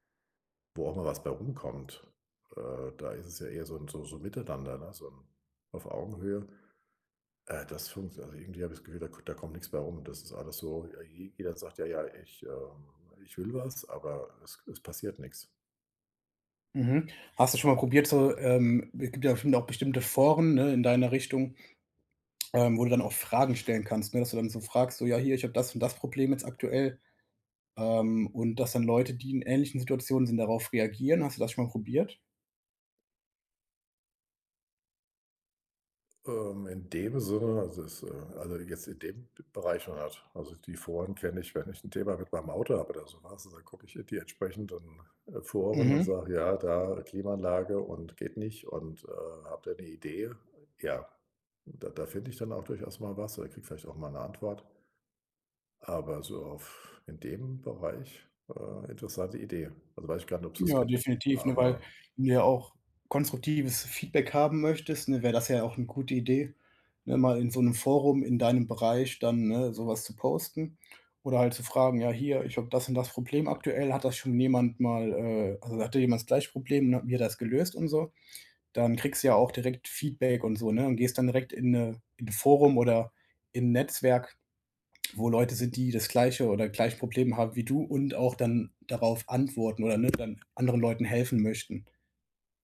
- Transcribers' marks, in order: other background noise
- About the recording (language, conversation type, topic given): German, advice, Wie baue ich in meiner Firma ein nützliches Netzwerk auf und pflege es?